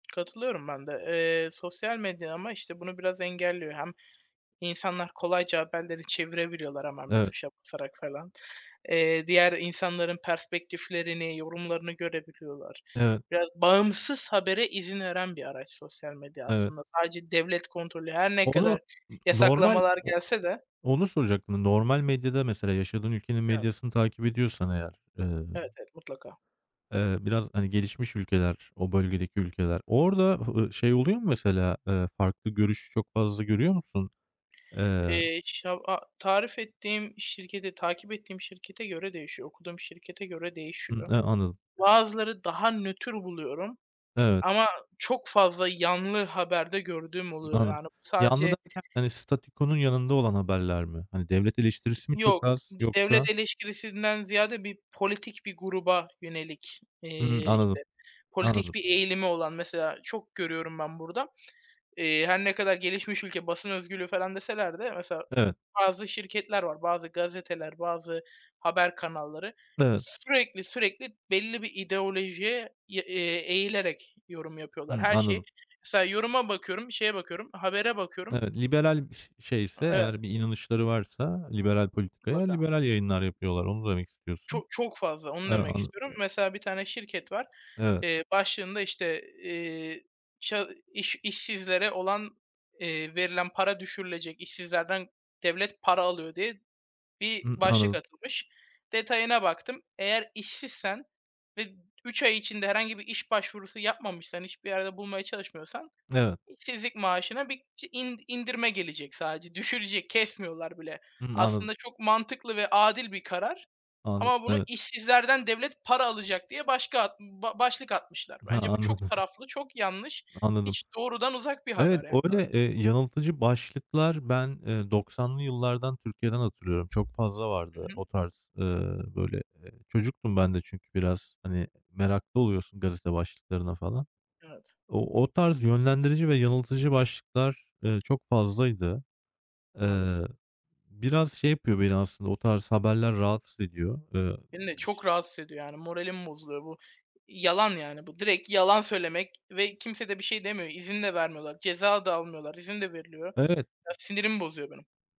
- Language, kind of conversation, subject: Turkish, unstructured, Son zamanlarda dünyada en çok konuşulan haber hangisiydi?
- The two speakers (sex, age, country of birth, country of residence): male, 20-24, Turkey, Finland; male, 35-39, Turkey, Germany
- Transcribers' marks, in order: other background noise; tapping; "eleştirisinden" said as "eleşkirisinden"; lip smack; laughing while speaking: "anladım"; "öyle" said as "oyle"